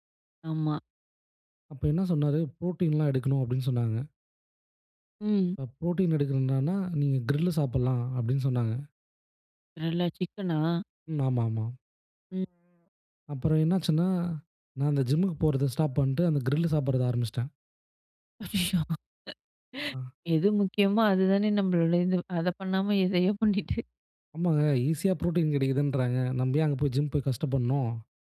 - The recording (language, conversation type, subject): Tamil, podcast, ஒரு பழக்கத்தை உடனே மாற்றலாமா, அல்லது படிப்படியாக மாற்றுவது நல்லதா?
- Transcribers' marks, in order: in English: "புரோட்டீன்லாம்"; in English: "புரோட்டீன்"; in English: "கிரில்லு"; in English: "ஜிம்க்கு"; in English: "கிரில்"; laughing while speaking: "அய்யோ! எது முக்கியமோ, அது தானே நம்மளோட இது. அத பண்ணாம எதையோ பண்ணிட்டு"; in English: "ஈசியா புரோட்டீன்"; in English: "ஜிம்"